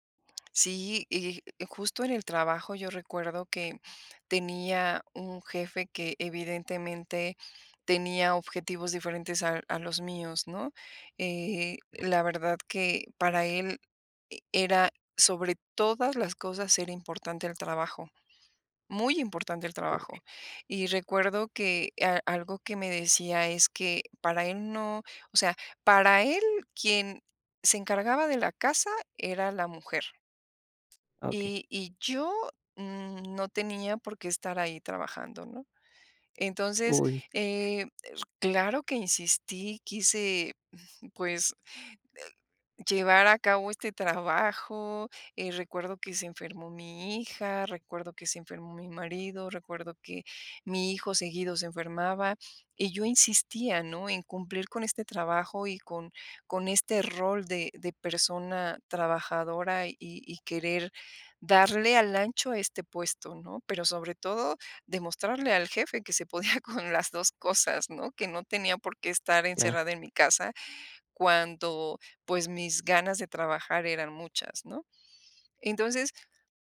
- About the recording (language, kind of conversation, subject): Spanish, podcast, ¿Cómo decides cuándo seguir insistiendo o cuándo soltar?
- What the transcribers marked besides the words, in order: stressed: "Muy"; other noise; tapping; laughing while speaking: "podía"